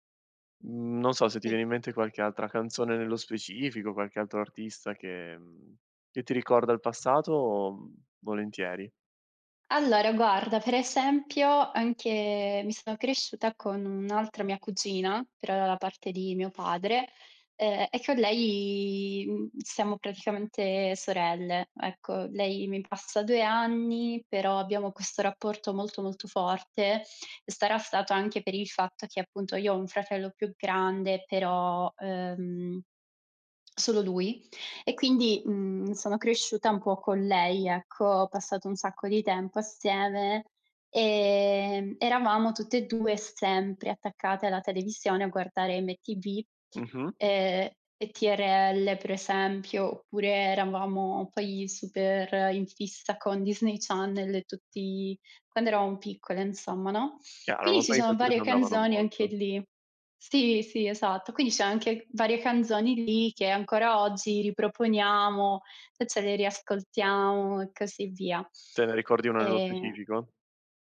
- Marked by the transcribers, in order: tapping; unintelligible speech
- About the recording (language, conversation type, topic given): Italian, podcast, Qual è il primo ricordo musicale della tua infanzia?